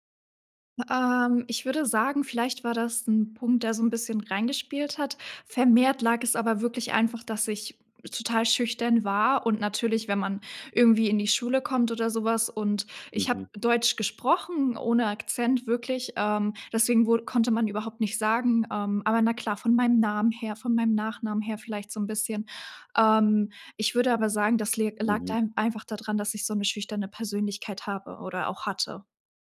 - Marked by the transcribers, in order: none
- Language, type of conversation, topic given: German, podcast, Was hilft dir, aus der Komfortzone rauszugehen?